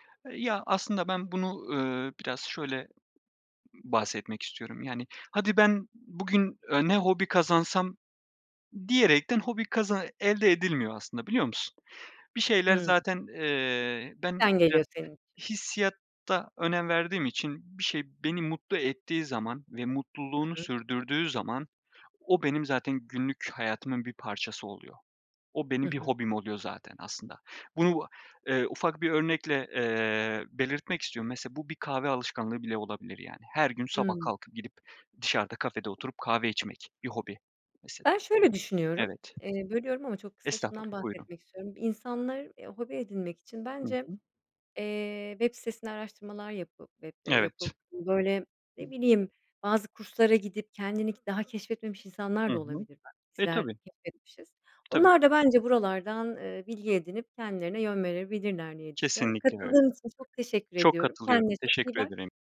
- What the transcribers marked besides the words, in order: other background noise; tapping
- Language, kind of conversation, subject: Turkish, unstructured, Hobilerin günlük hayatta seni daha mutlu ediyor mu?